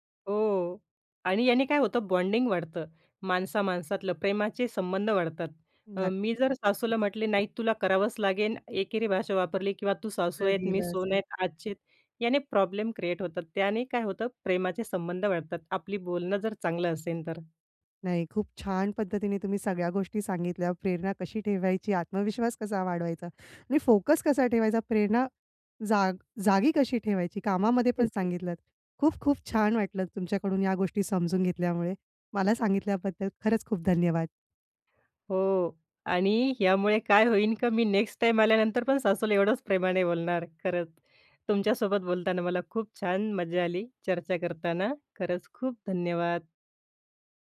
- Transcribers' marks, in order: in English: "बॉन्डिंग"; in English: "प्रॉब्लेम क्रिएट"; inhale; in English: "फोकस"; in English: "नेक्स्ट टाईम"
- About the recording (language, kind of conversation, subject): Marathi, podcast, तू कामात प्रेरणा कशी टिकवतोस?
- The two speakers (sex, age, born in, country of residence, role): female, 30-34, India, India, guest; female, 35-39, India, India, host